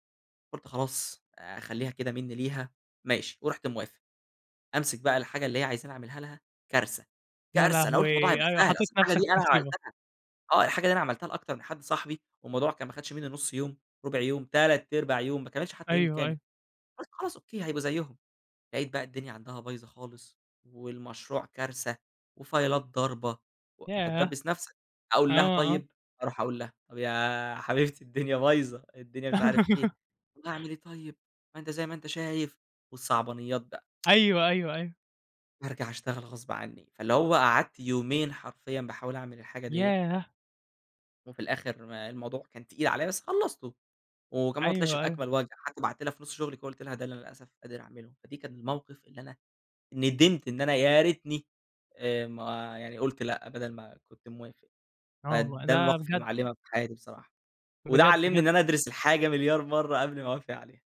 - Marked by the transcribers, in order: in English: "وفايلات"; put-on voice: "طب اعمل إيه طيب! ما أنت زي ما أنت شايف"; tsk; other background noise
- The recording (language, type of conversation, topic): Arabic, podcast, إزاي أحط حدود وأعرف أقول لأ بسهولة؟